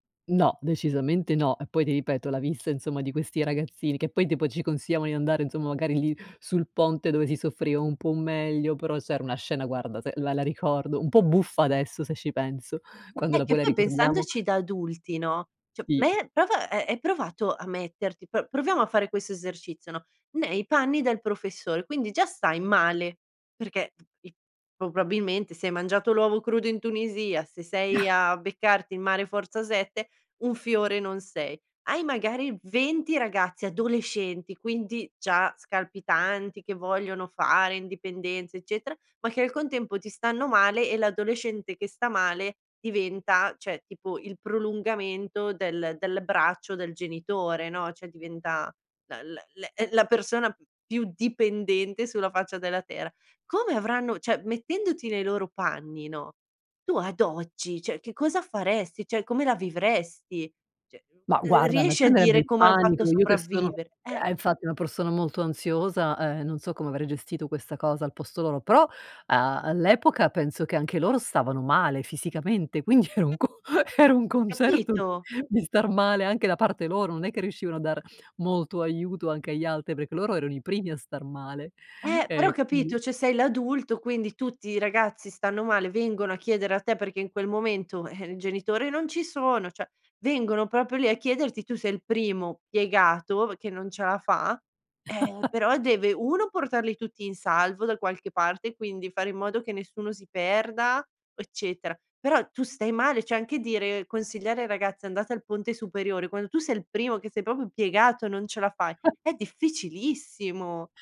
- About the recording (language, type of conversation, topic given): Italian, podcast, Qual è stata la tua peggiore disavventura in vacanza?
- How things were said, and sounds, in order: unintelligible speech; "probabilmente" said as "pobabilmente"; chuckle; "cioè" said as "ceh"; "terra" said as "tera"; "cioè" said as "ceh"; "cioè" said as "ceh"; "Cioè" said as "ceh"; "Cioè" said as "ceh"; laughing while speaking: "fisicamente quindi era un co era un concerto di"; other background noise; "proprio" said as "propio"; chuckle; "proprio" said as "propio"; chuckle